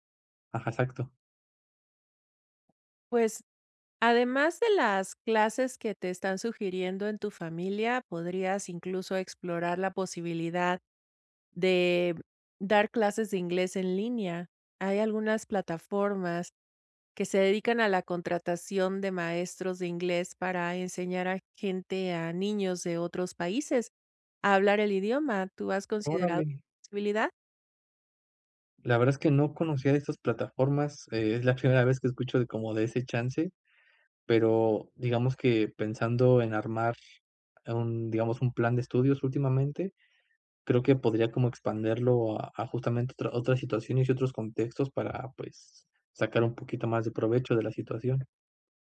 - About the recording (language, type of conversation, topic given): Spanish, advice, ¿Cómo puedo reducir la ansiedad ante la incertidumbre cuando todo está cambiando?
- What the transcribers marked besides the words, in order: laughing while speaking: "primera"; "expandirlo" said as "expanderlo"